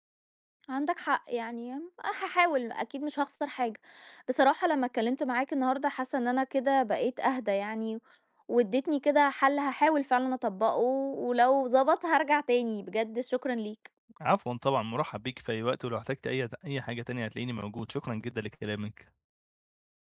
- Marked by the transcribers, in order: none
- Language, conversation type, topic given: Arabic, advice, ليه مش بعرف أركز وأنا بتفرّج على أفلام أو بستمتع بوقتي في البيت؟